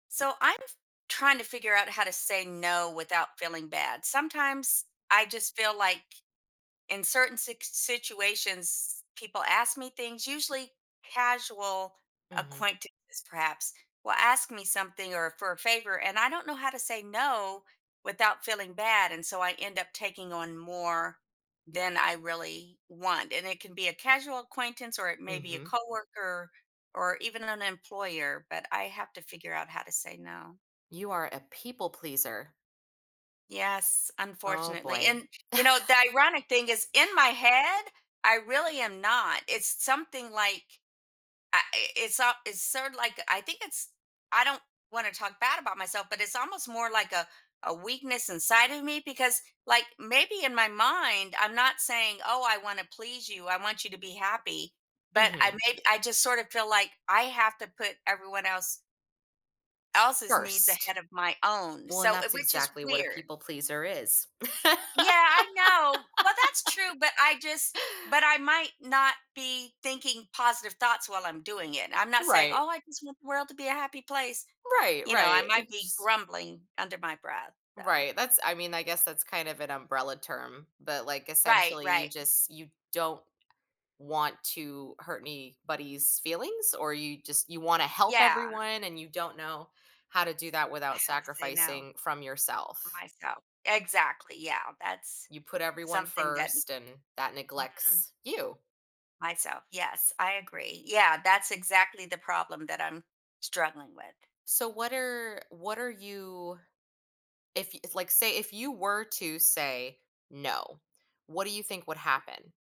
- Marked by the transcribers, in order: chuckle; laugh; tapping
- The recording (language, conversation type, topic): English, advice, How can I say no without feeling guilty?